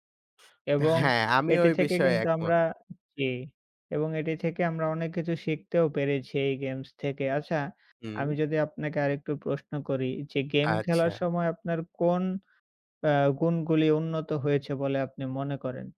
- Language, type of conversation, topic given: Bengali, unstructured, কোন কোন গেম আপনার কাছে বিশেষ, এবং কেন সেগুলো আপনার পছন্দের তালিকায় আছে?
- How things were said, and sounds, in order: none